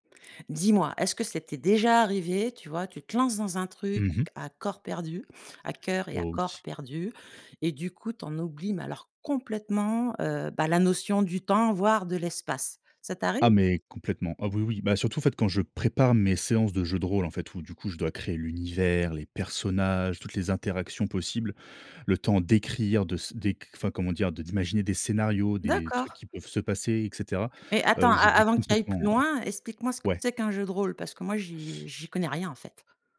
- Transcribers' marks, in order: other background noise; tapping
- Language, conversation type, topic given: French, podcast, Quel hobby te fait complètement perdre la notion du temps ?